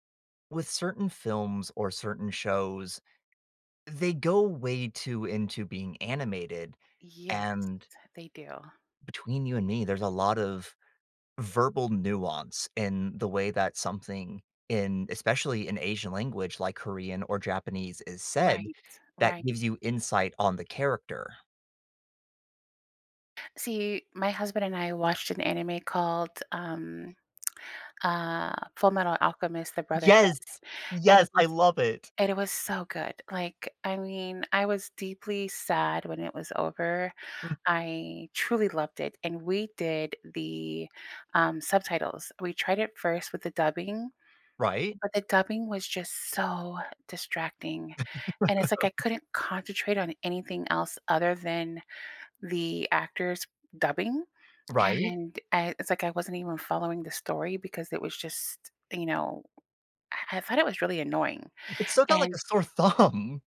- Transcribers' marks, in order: tapping; laugh; laughing while speaking: "thumb"
- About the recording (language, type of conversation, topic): English, unstructured, Should I choose subtitles or dubbing to feel more connected?